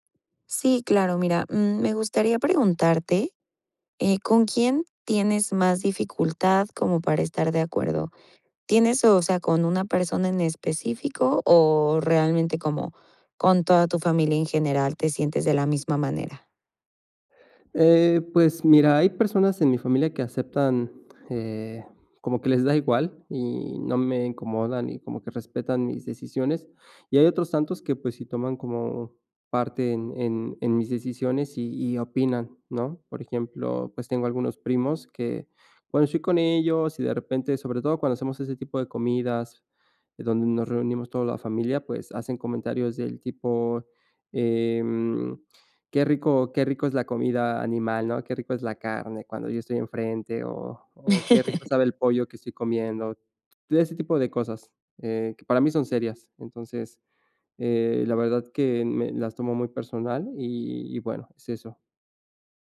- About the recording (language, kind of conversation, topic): Spanish, advice, ¿Cómo puedo mantener la armonía en reuniones familiares pese a claras diferencias de valores?
- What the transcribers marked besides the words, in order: laugh